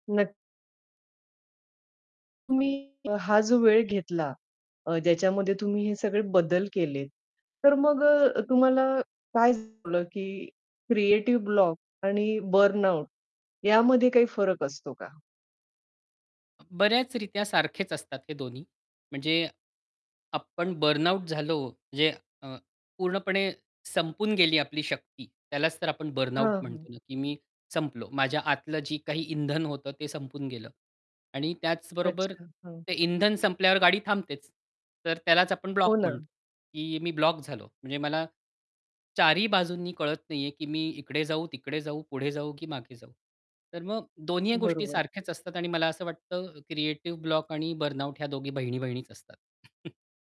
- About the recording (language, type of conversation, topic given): Marathi, podcast, सर्जनशीलतेचा अडथळा आला की तुम्ही काय करता?
- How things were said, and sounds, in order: static; distorted speech; in English: "बर्नआउट"; other background noise; in English: "बर्नआउट"; in English: "बर्नआउट"; in English: "क्रिएटिव्ह ब्लॉक"; in English: "बर्नआउट"; chuckle